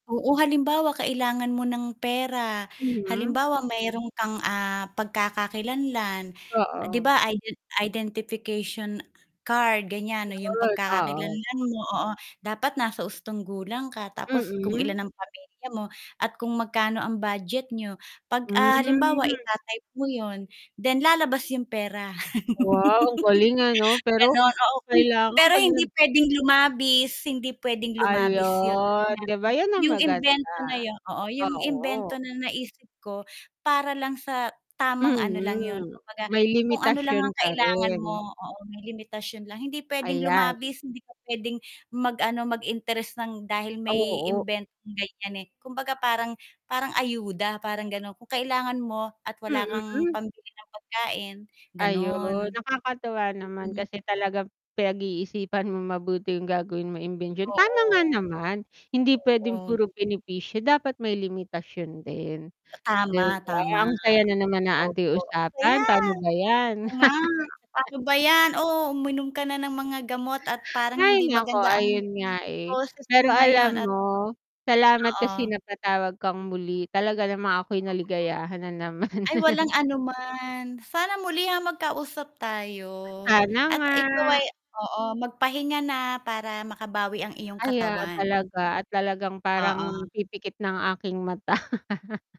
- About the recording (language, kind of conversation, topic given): Filipino, unstructured, Ano ang paborito mong imbensyon, at bakit?
- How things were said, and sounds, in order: static; "hustong" said as "ustong"; distorted speech; drawn out: "Hmm"; laugh; other background noise; drawn out: "Ayun"; laugh; chuckle; other animal sound; laugh